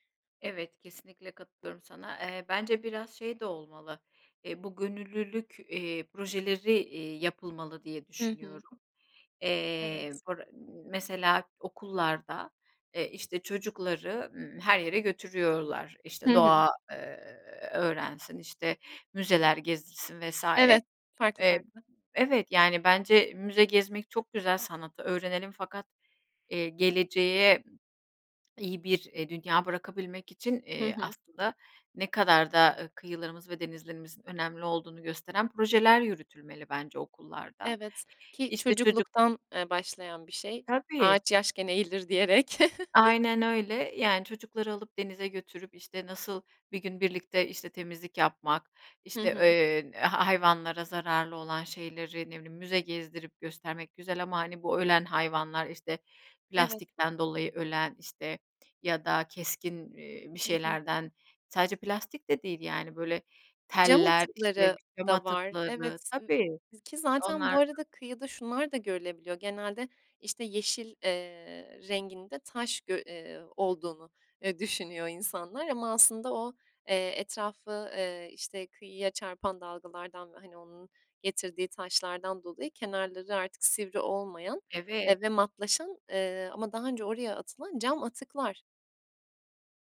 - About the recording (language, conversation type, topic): Turkish, podcast, Kıyı ve denizleri korumaya bireyler nasıl katkıda bulunabilir?
- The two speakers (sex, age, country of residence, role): female, 25-29, Italy, host; female, 40-44, Spain, guest
- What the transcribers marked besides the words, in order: swallow; unintelligible speech; chuckle